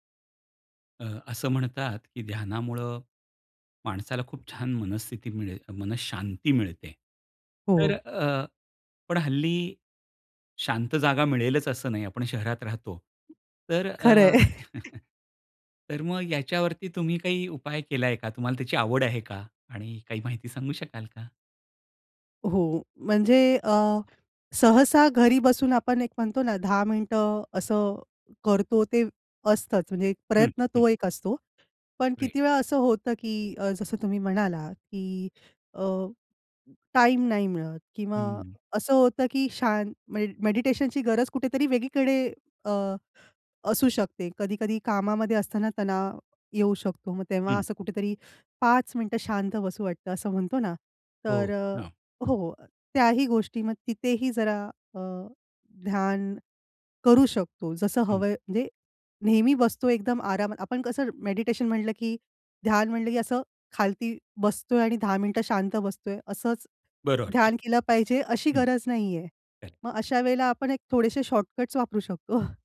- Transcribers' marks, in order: chuckle; tapping; chuckle; in English: "राईट"; chuckle
- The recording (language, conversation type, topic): Marathi, podcast, ध्यानासाठी शांत जागा उपलब्ध नसेल तर तुम्ही काय करता?